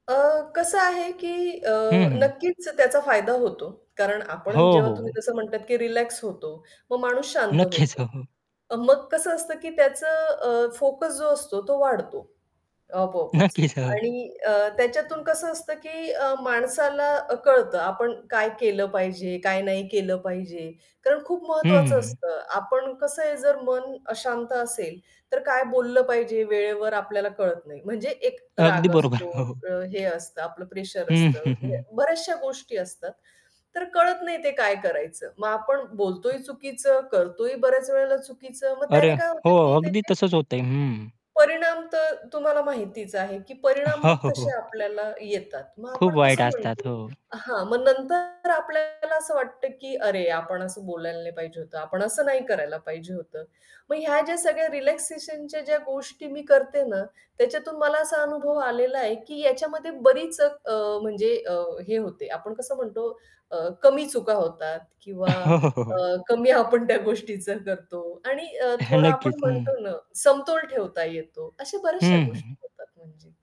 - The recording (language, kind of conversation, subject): Marathi, podcast, मेहनत आणि विश्रांती यांचं संतुलन तुम्ही कसं साधता?
- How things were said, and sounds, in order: distorted speech; static; other background noise; laughing while speaking: "नक्कीच, हो"; laughing while speaking: "नक्कीच, हो"; laughing while speaking: "हो, हो"; tapping; chuckle; laughing while speaking: "हो, हो, हो"; in English: "रिलॅक्सेशनच्या"; laughing while speaking: "हो, हो, हो, हो"; laughing while speaking: "कमी आपण त्या गोष्टीचं"; chuckle